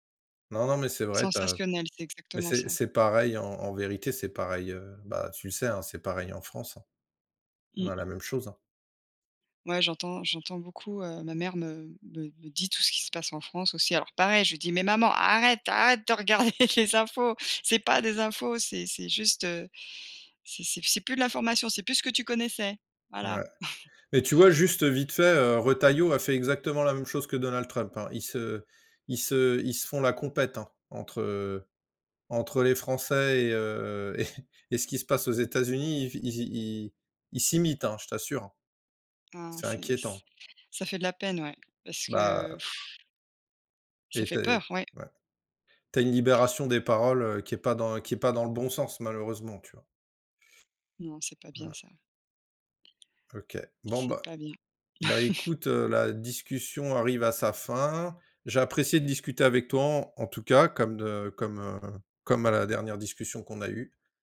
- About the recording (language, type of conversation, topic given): French, unstructured, Qu’est-ce qui te choque encore malgré ton âge ?
- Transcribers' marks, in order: put-on voice: "Mais maman arrête arrête de … que tu connaissais"; stressed: "arrête"; laughing while speaking: "regarder les infos"; chuckle; laughing while speaking: "et"; blowing; stressed: "peur"; tapping; chuckle